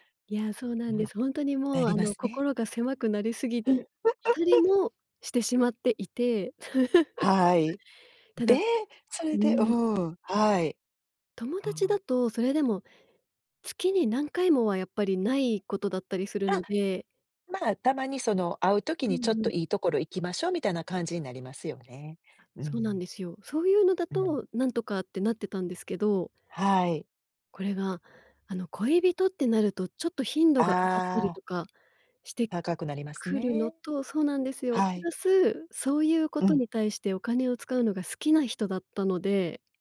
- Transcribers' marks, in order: chuckle; chuckle; tapping
- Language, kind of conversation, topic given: Japanese, podcast, 最近、自分のスタイルを変えようと思ったきっかけは何ですか？